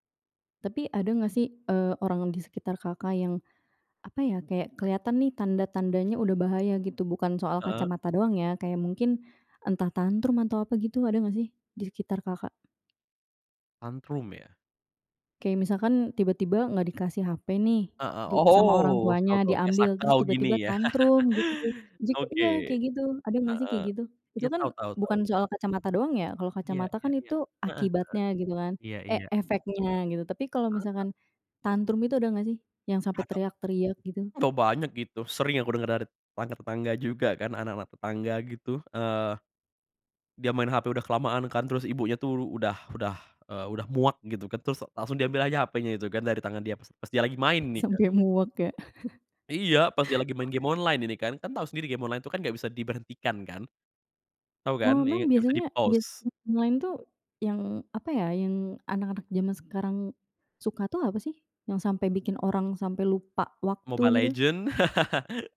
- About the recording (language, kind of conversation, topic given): Indonesian, podcast, Bagaimana sebaiknya kita mengatur waktu layar untuk anak dan remaja?
- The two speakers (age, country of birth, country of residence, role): 20-24, Indonesia, Hungary, guest; 25-29, Indonesia, Indonesia, host
- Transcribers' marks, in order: chuckle; unintelligible speech; other background noise; chuckle; in English: "online"; in English: "online"; in English: "di-pause"; chuckle